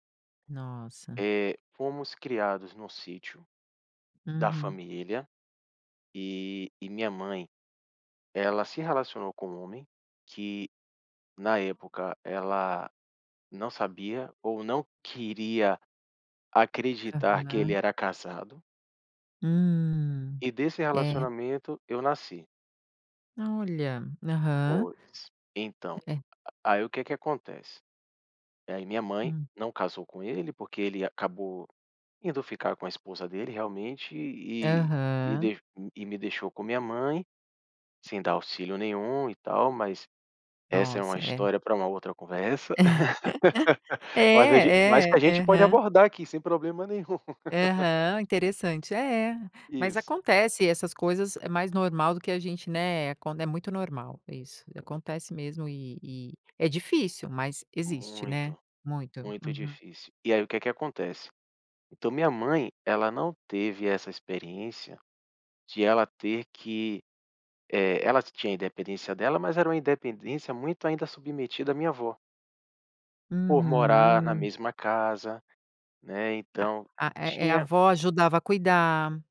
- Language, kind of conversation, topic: Portuguese, podcast, Como estabelecer limites sem afastar a família?
- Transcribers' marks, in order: laugh; laugh